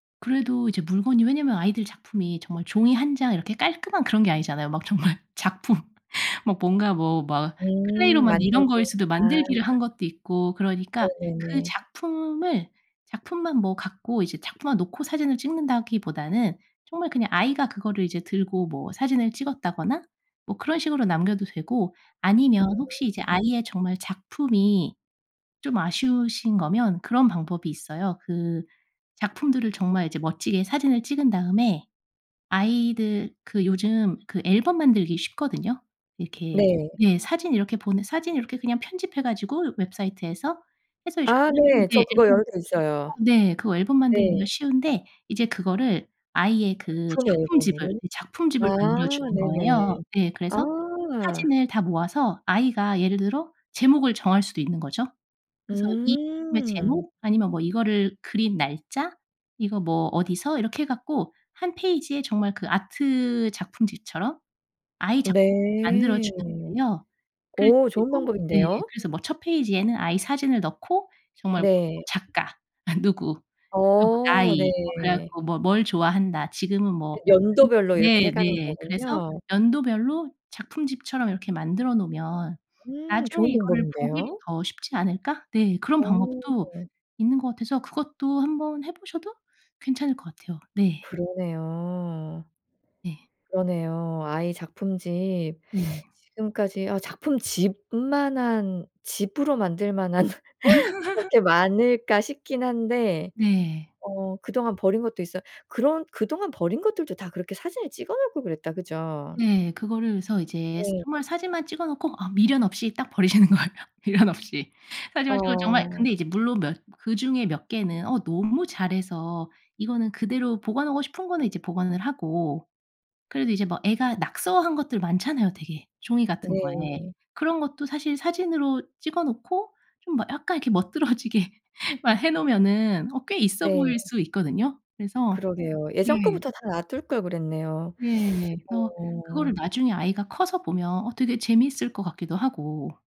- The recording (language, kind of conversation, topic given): Korean, advice, 물건을 버릴 때 죄책감이 들어 정리를 미루게 되는데, 어떻게 하면 좋을까요?
- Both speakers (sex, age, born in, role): female, 35-39, South Korea, advisor; female, 45-49, South Korea, user
- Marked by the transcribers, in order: other background noise; laughing while speaking: "정말 작품"; tapping; background speech; laugh; teeth sucking; laughing while speaking: "만한"; laugh; laughing while speaking: "버리시는 거예요. 미련 없이"; laughing while speaking: "멋들어지게"; teeth sucking